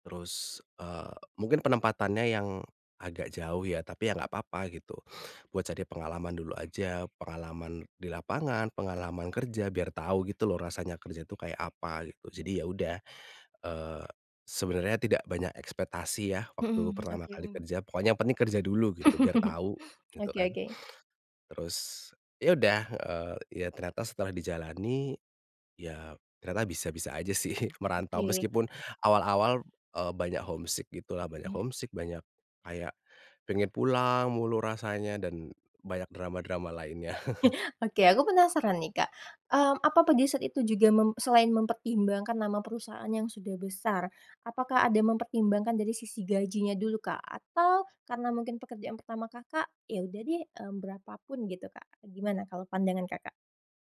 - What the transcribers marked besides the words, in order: tapping; chuckle; laughing while speaking: "sih"; in English: "homesick"; in English: "homesick"; chuckle
- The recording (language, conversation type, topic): Indonesian, podcast, Bagaimana kamu menilai tawaran kerja yang mengharuskan kamu jauh dari keluarga?